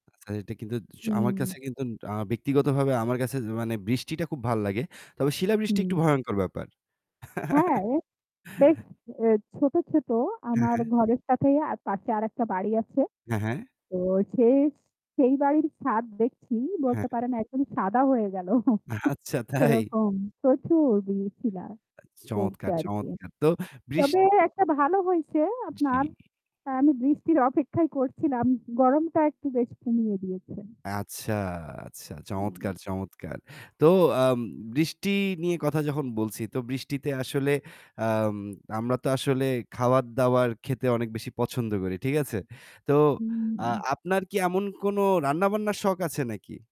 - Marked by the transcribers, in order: static; distorted speech; chuckle; laughing while speaking: "অ্যা আচ্ছা তাই"; chuckle; other noise
- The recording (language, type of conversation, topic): Bengali, unstructured, কোন শখ শুরু করলে আপনি সবচেয়ে বেশি আনন্দ পান?